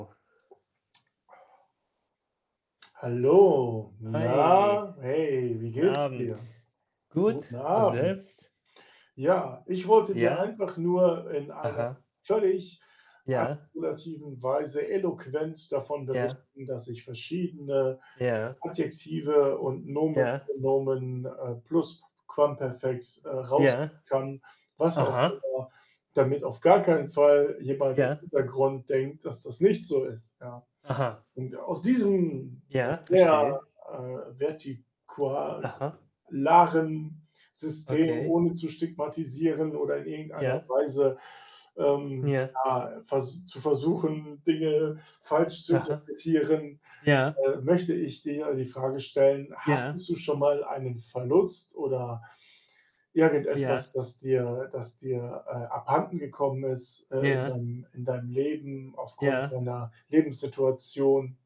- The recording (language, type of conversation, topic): German, unstructured, Wie hat ein Verlust in deinem Leben deine Sichtweise verändert?
- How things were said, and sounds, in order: unintelligible speech; other background noise; static; background speech; unintelligible speech; distorted speech; unintelligible speech; "vertikularen" said as "vertikuarlaren"